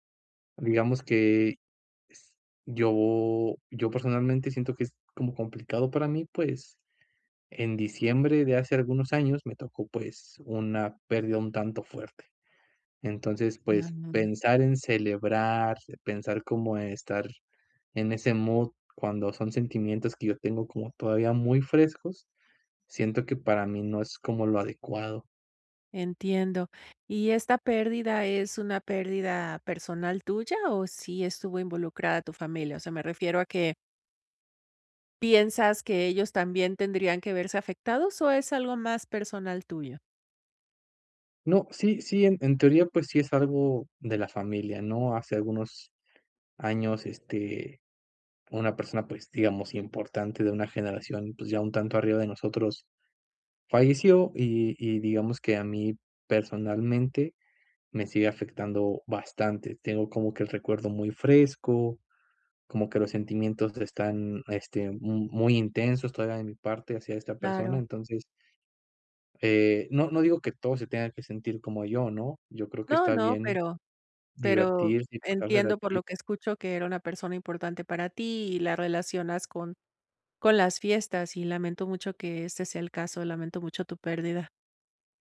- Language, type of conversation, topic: Spanish, advice, ¿Cómo puedo aprender a disfrutar las fiestas si me siento fuera de lugar?
- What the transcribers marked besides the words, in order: tapping